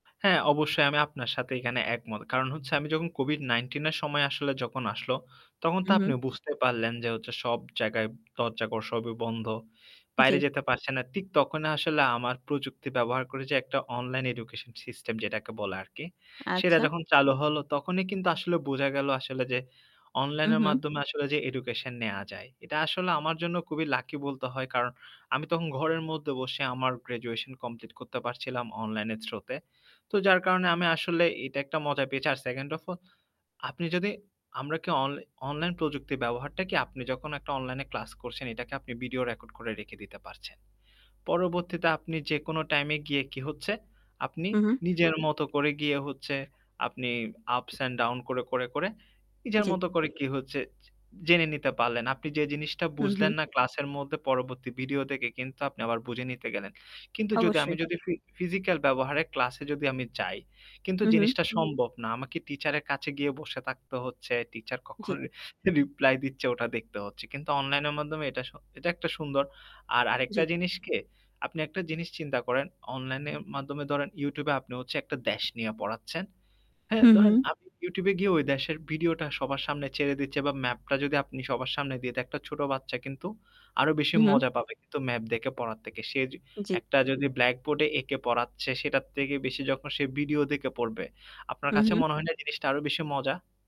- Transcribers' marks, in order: static; tapping; other background noise; "থাকতে" said as "তাক্তে"; laughing while speaking: "রিপ্লাই দিচ্ছে"; "থেকে" said as "তেকে"; "থেকে" said as "তেকে"; "দেখে" said as "দেকে"
- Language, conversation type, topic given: Bengali, unstructured, শিক্ষায় প্রযুক্তি ব্যবহারের সবচেয়ে মজার দিকটি আপনি কী মনে করেন?